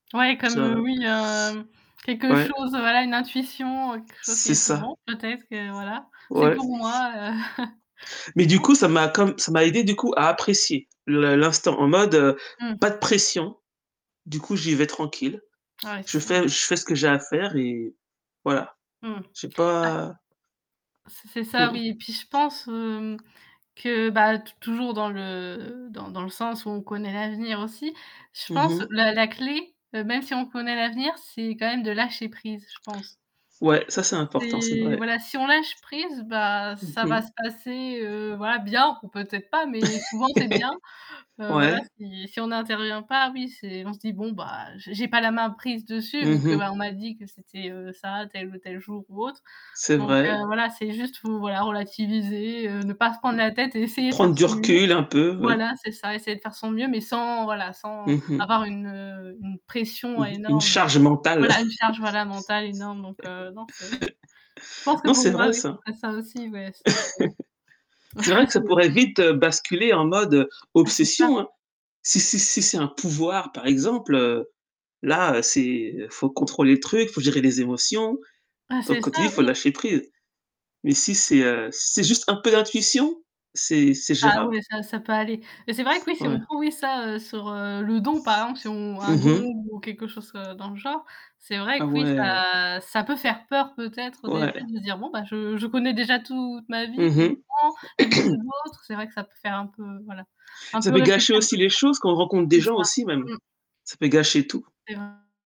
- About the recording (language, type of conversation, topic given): French, unstructured, Que changerait le fait de connaître l’avenir dans nos décisions présentes ?
- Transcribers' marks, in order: static; tapping; distorted speech; other background noise; chuckle; laugh; laugh; chuckle; unintelligible speech; chuckle; stressed: "le don"; throat clearing; unintelligible speech; unintelligible speech